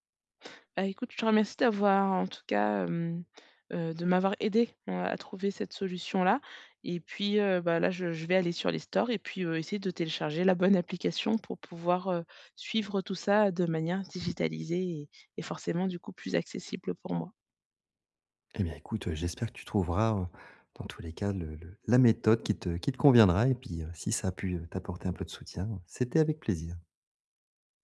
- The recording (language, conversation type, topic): French, advice, Comment planifier mes repas quand ma semaine est surchargée ?
- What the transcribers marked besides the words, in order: in English: "stores"; laughing while speaking: "bonne"